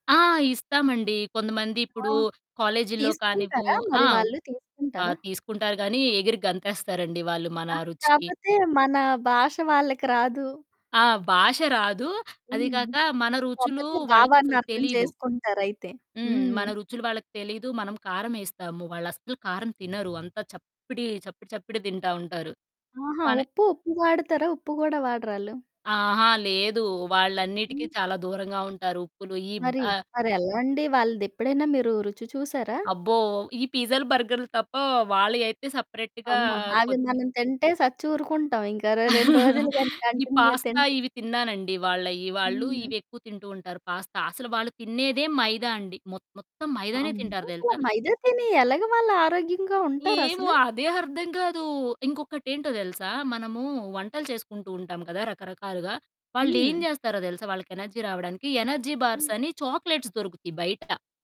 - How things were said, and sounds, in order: distorted speech; in English: "సెపరేట్‌గా"; chuckle; in English: "పాస్తా"; in English: "కంటిన్యూ"; in English: "పాస్తా"; in English: "ఎనర్జీ"; in English: "ఎనర్జీ బార్స్"; in English: "చాక్లేట్స్"
- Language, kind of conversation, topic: Telugu, podcast, మీరు విదేశంలో పండుగలను ఎలా జరుపుకుంటారు?